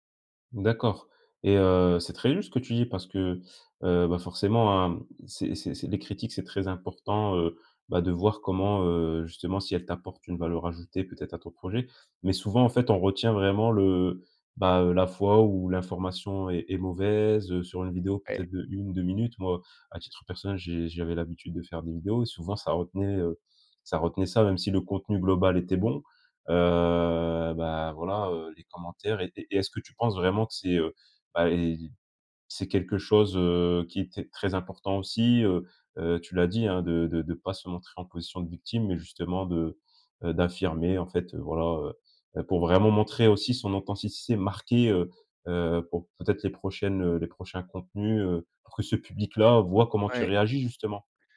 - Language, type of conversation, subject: French, podcast, Comment faire pour collaborer sans perdre son style ?
- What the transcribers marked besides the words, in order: drawn out: "heu"; stressed: "marquée"